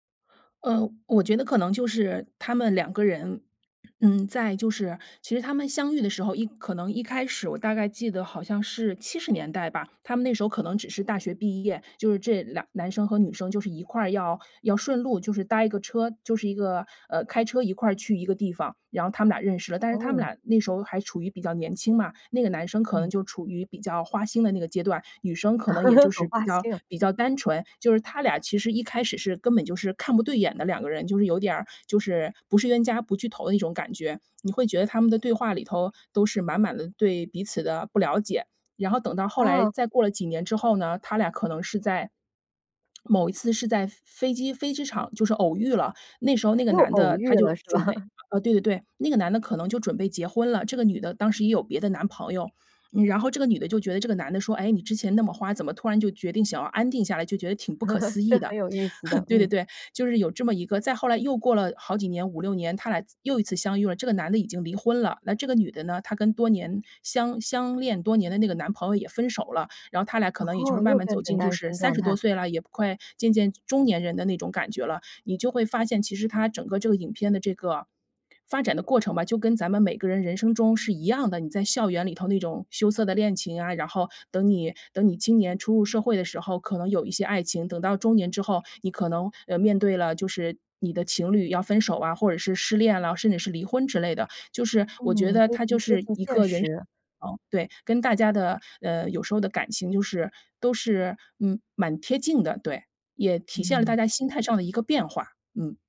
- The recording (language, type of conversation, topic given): Chinese, podcast, 你能跟我们分享一部对你影响很大的电影吗？
- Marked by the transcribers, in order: laugh; laughing while speaking: "很花心啊"; other background noise; laugh; laugh; laughing while speaking: "这很有意思的"; laugh